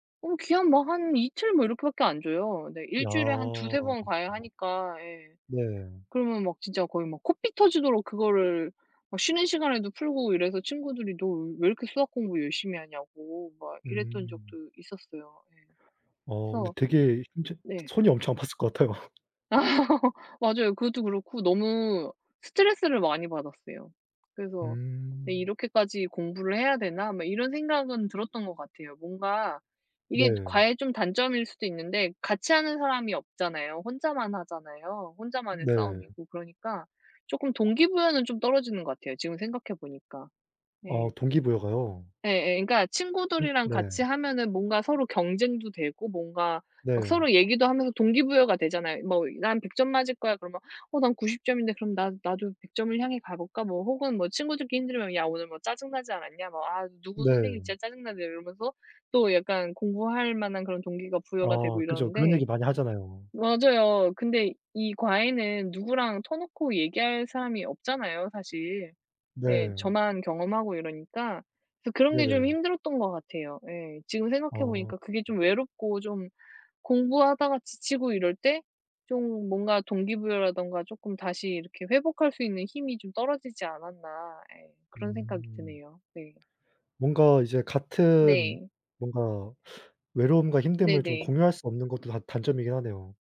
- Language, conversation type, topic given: Korean, unstructured, 과외는 꼭 필요한가요, 아니면 오히려 부담이 되나요?
- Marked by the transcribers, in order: laughing while speaking: "같아요"; other background noise; laugh; tapping